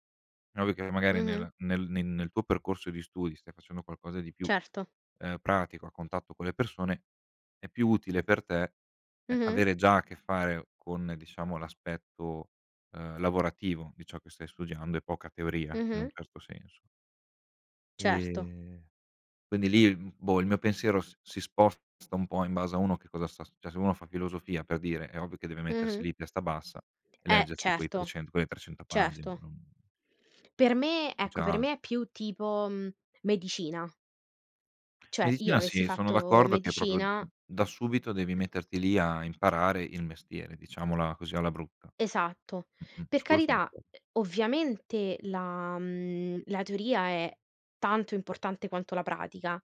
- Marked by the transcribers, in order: tapping; "cioè" said as "ceh"; other background noise
- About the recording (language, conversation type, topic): Italian, unstructured, Credi che la scuola sia uguale per tutti gli studenti?